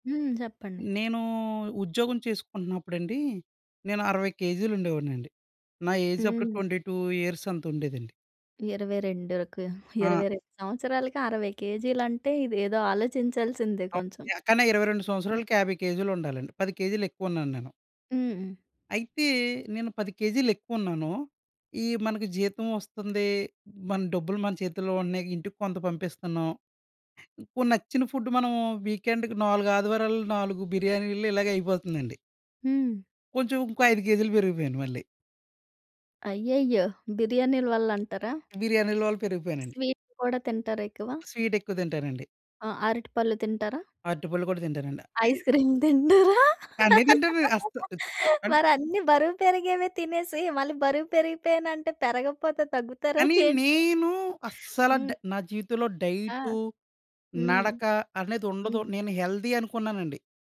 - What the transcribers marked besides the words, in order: in English: "ఏజ్"; in English: "ట్వెంటి టూ ఇయర్స్"; "రెండుకు" said as "రెండురుకు"; other noise; in English: "ఫుడ్"; in English: "వీకెండ్‌కి"; other background noise; laughing while speaking: "ఐస్ క్రీమ్ తింటారా? మరి అన్ని … పెరగకపోతే తగ్గుతారా ఏంటి?"; in English: "హెల్దీ"
- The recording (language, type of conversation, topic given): Telugu, podcast, రోజూ నడక వల్ల మీకు ఎంత మేరకు మేలు జరిగింది?